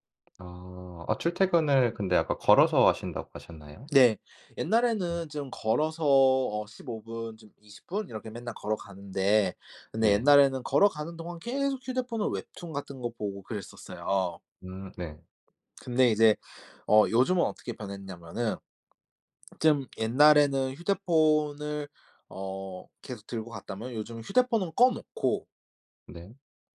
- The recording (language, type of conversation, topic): Korean, podcast, 휴대폰 사용하는 습관을 줄이려면 어떻게 하면 좋을까요?
- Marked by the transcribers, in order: other background noise; tapping; swallow